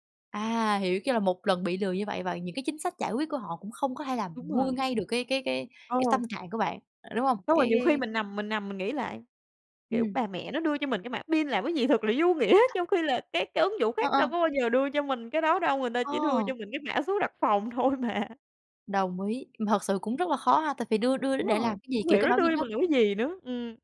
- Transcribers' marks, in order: laughing while speaking: "thật"; laughing while speaking: "nghĩa"; other background noise; laughing while speaking: "thôi mà"
- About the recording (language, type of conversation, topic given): Vietnamese, podcast, Bạn rút ra bài học gì từ lần bị lừa đảo khi đi du lịch?